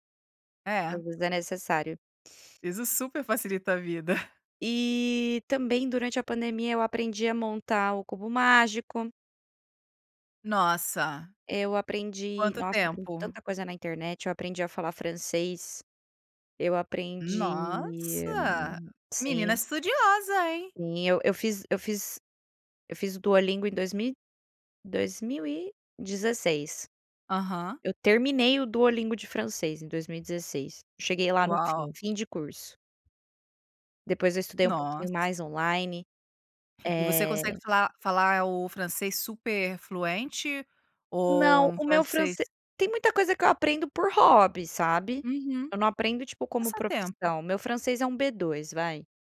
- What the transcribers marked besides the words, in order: chuckle; drawn out: "aprendi"; tapping
- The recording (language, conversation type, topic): Portuguese, podcast, Como a internet mudou seu jeito de aprender?